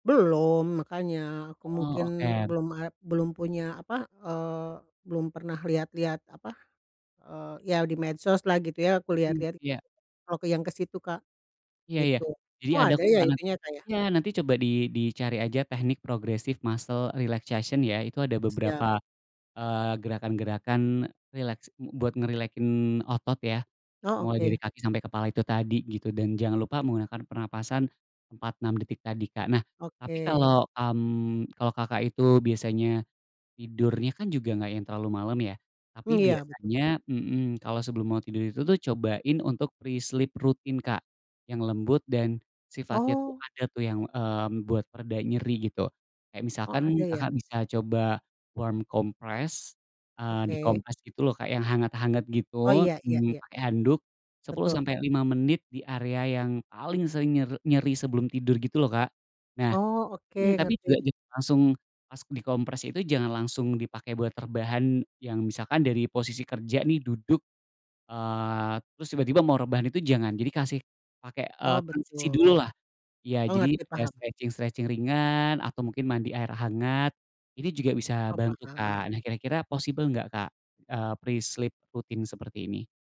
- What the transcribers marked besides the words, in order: in English: "progresif muscle relaxation"; in English: "pre-sleep"; in English: "warm compress"; stressed: "paling"; in English: "stretching-stretching"; in English: "possible"; in English: "pre-sleep"
- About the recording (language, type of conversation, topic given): Indonesian, advice, Bagaimana nyeri tubuh atau kondisi kronis Anda mengganggu tidur nyenyak Anda?